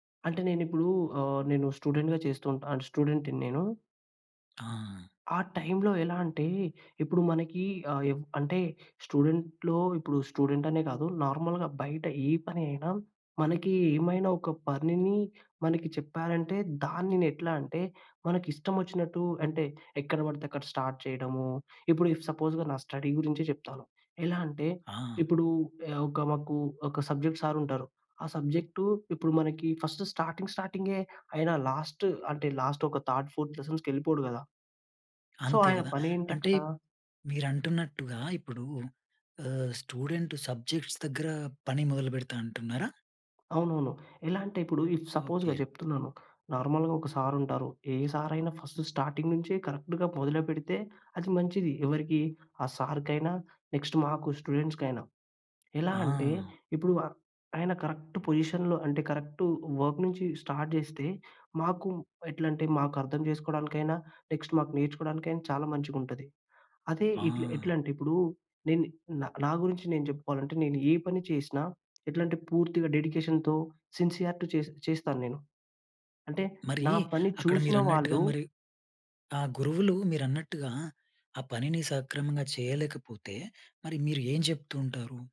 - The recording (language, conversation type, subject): Telugu, podcast, మీ పని ద్వారా మీరు మీ గురించి ఇతరులు ఏమి తెలుసుకోవాలని కోరుకుంటారు?
- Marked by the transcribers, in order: in English: "స్టూడెంట్‌లో"; in English: "స్టూడెంట్"; in English: "నార్మల్‌గా"; tapping; in English: "స్టార్ట్"; in English: "సపోజ్‌గా"; in English: "స్టడీ"; in English: "సబ్జెక్ట్ సార్"; in English: "ఫస్ట్ స్టార్టింగ్"; in English: "లాస్ట్"; in English: "లాస్ట్"; in English: "థర్డ్, ఫోర్త్ లెసన్స్‌కి"; in English: "సో"; other background noise; in English: "స్టూడెంట్ సబ్జెక్ట్స్"; in English: "ఇఫ్ సపోజ్‌గా"; in English: "నార్మల్‌గా"; in English: "సార్"; other noise; in English: "సార్"; in English: "ఫస్ట్ స్టార్టింగ్"; in English: "కరెక్ట్‌గా"; in English: "నెక్స్ట్"; in English: "కరెక్ట్ పొజిషన్‌లో"; in English: "కరెక్ట్ వర్క్"; in English: "స్టార్ట్"; in English: "నెక్స్ట్"; in English: "డెడికేషన్‌తో, సిన్సియారిటు"